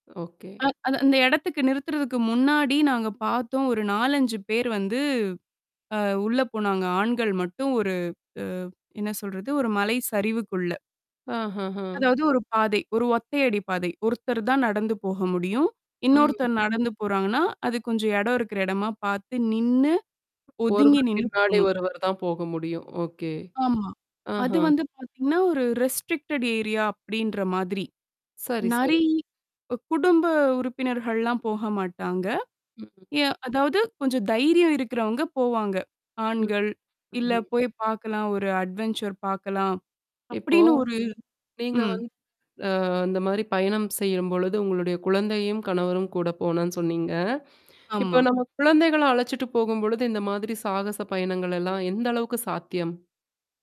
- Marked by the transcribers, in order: in English: "ஓகே"; other background noise; tapping; distorted speech; in English: "ஓகே"; in English: "ரெஸ்ட்ரிக்டட் ஏரியா"; static; in English: "அட்வன்சர்"
- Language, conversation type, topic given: Tamil, podcast, திட்டமில்லாமல் திடீரென நடந்த ஒரு சாகசத்தை நீங்கள் பகிர முடியுமா?